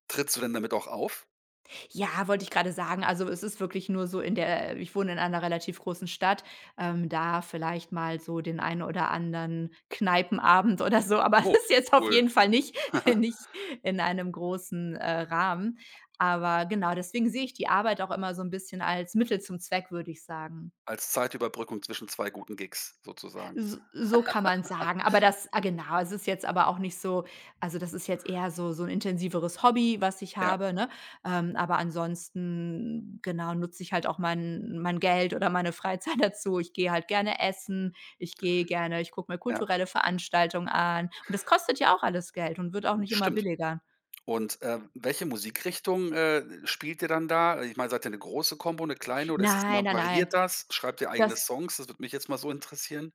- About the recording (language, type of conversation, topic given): German, podcast, Wie findest du in deinem Job eine gute Balance zwischen Arbeit und Privatleben?
- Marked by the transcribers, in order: laughing while speaking: "oder so. Aber ist jetzt auf jeden Fall nicht nicht"; laugh; other background noise; laugh; laughing while speaking: "dazu"